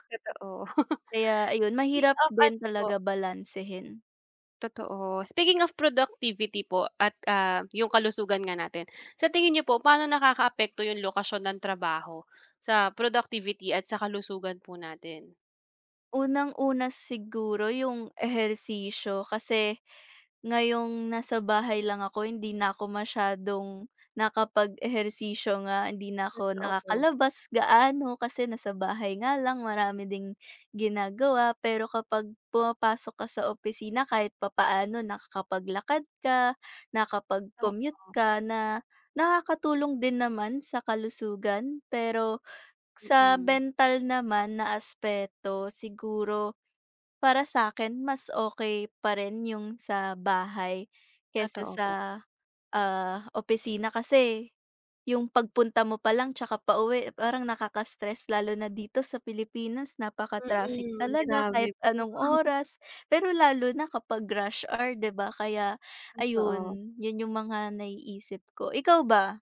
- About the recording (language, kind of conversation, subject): Filipino, unstructured, Mas gugustuhin mo bang magtrabaho sa opisina o mula sa bahay?
- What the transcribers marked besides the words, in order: chuckle; background speech; unintelligible speech; tapping; other background noise